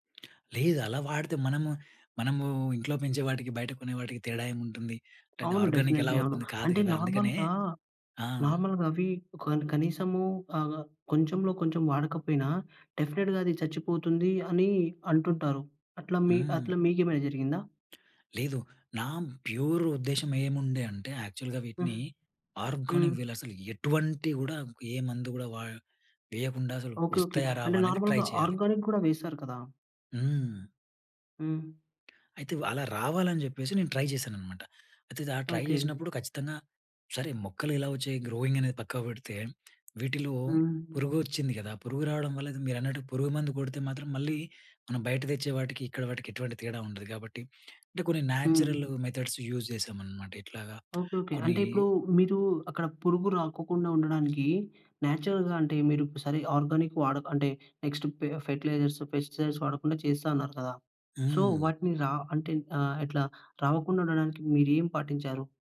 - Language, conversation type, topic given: Telugu, podcast, ఇంటి చిన్న తోటను నిర్వహించడం సులభంగా ఎలా చేయాలి?
- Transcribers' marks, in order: lip smack; in English: "డెఫినిట్లీ"; in English: "నార్మల్‌గా, నార్మల్‌గా"; in English: "డెఫినిట్‌గా"; in English: "ప్యూర్"; in English: "యాక్చువల్‌గా"; in English: "ఆర్గానిక్"; in English: "ట్రై"; in English: "నార్మల్‌గా ఆర్గానిక్"; in English: "ట్రై"; in English: "ట్రై"; in English: "గ్రోయింగ్"; in English: "న్యాచురల్ మెథడ్స్ యూజ్"; in English: "నేచురల్‌గా"; in English: "ఆర్గానిక్"; in English: "నెక్స్ట్ పె ఫెర్టిలైజర్స్ పెస్టిసైడ్స్"; in English: "సో"